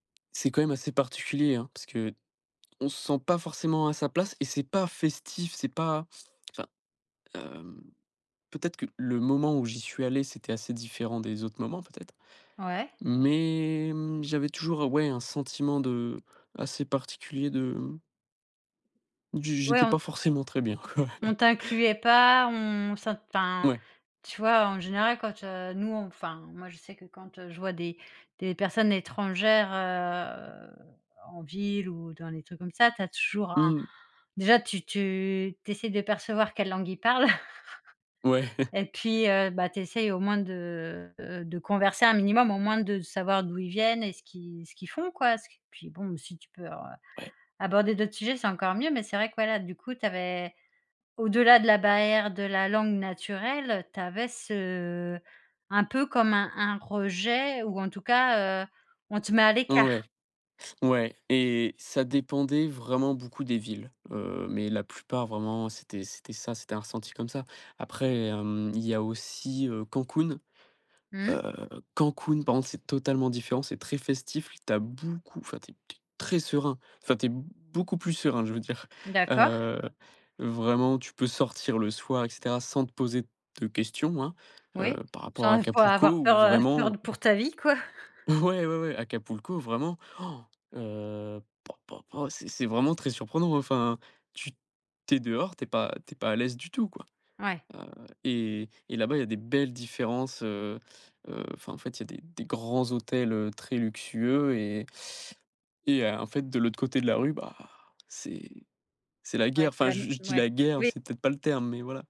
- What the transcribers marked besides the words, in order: tapping; drawn out: "Mais"; laughing while speaking: "quoi"; drawn out: "heu"; laugh; chuckle; laughing while speaking: "peur heu, peur pour ta vie quoi ?"; chuckle; laughing while speaking: "Ouais"; gasp; stressed: "belles"
- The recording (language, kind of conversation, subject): French, podcast, Peux-tu me parler d’une rencontre avec quelqu’un d’une autre culture qui t’a marqué ?